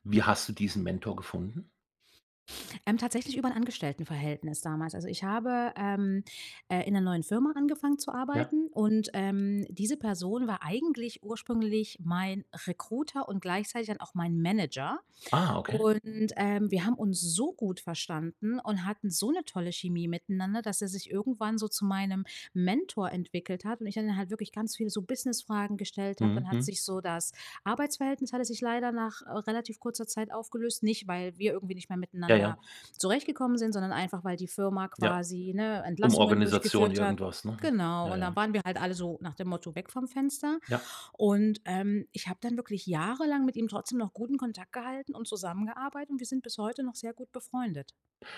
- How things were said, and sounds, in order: none
- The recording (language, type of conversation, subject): German, podcast, Was macht für dich ein starkes Mentorenverhältnis aus?